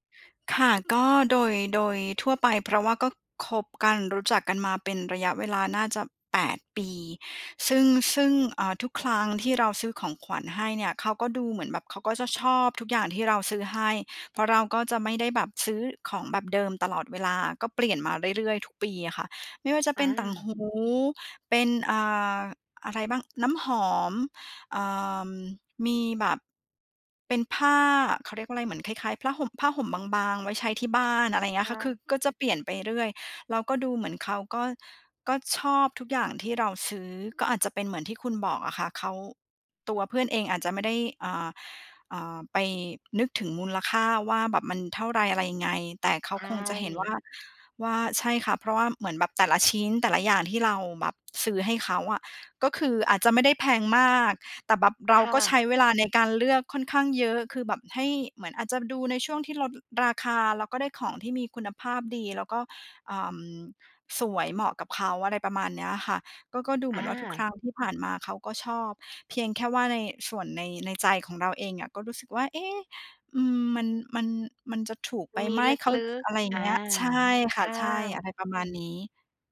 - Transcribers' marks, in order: other background noise
- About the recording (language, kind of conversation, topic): Thai, advice, ทำไมฉันถึงรู้สึกผิดเมื่อไม่ได้ซื้อของขวัญราคาแพงให้คนใกล้ชิด?